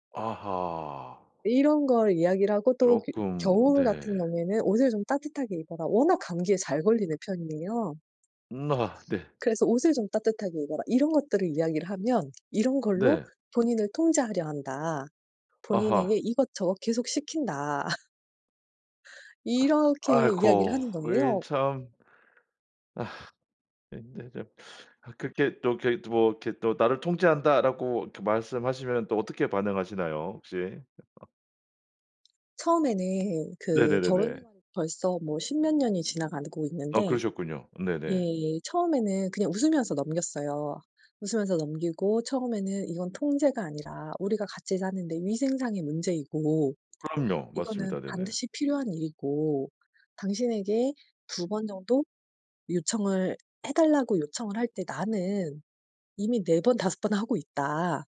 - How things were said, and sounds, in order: other background noise; laugh; sigh; laugh; tapping
- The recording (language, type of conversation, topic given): Korean, advice, 책임을 나누면서도 통제와 신뢰의 균형을 어떻게 유지할 수 있을까요?